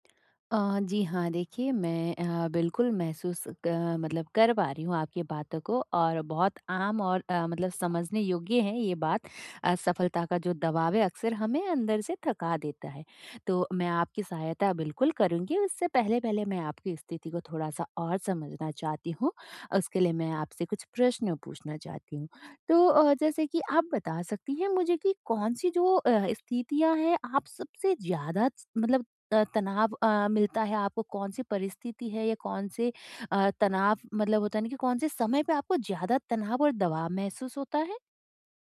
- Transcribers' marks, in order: none
- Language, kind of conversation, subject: Hindi, advice, सफलता के दबाव से निपटना